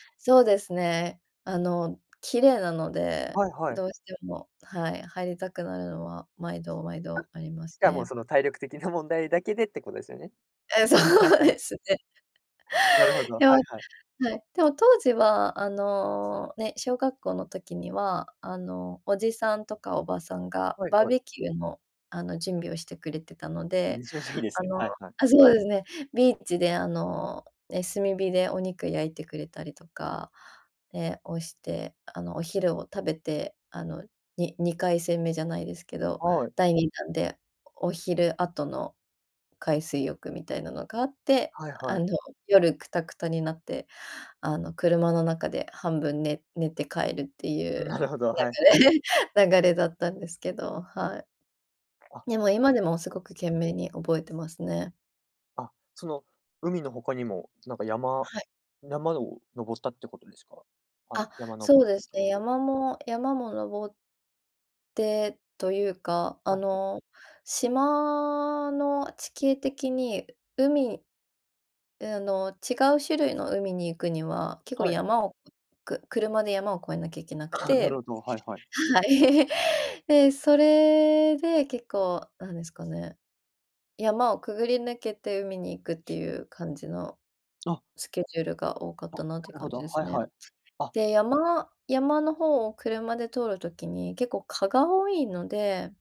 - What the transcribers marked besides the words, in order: other background noise; laughing while speaking: "え、そうですね"; laughing while speaking: "流れ"; unintelligible speech; unintelligible speech; "山" said as "なまど"; laughing while speaking: "はい"; laugh
- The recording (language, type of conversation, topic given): Japanese, podcast, 子どもの頃のいちばん好きな思い出は何ですか？